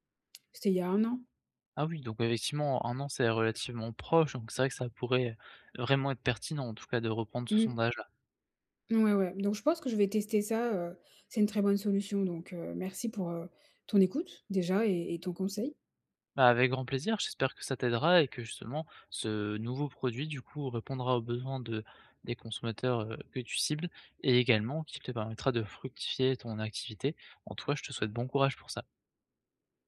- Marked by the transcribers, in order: none
- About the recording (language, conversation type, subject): French, advice, Comment trouver un produit qui répond vraiment aux besoins de mes clients ?